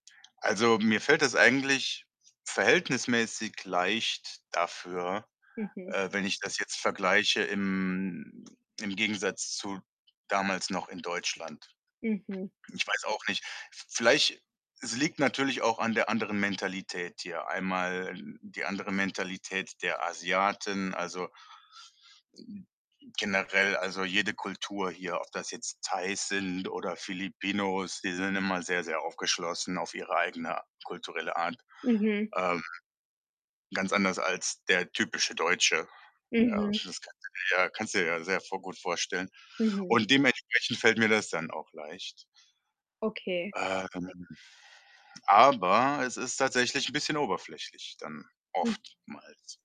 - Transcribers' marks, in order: tapping; other background noise; distorted speech; unintelligible speech
- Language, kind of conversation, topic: German, advice, Wie kann ich mit Gefühlen von Isolation und Einsamkeit in einer neuen Stadt umgehen?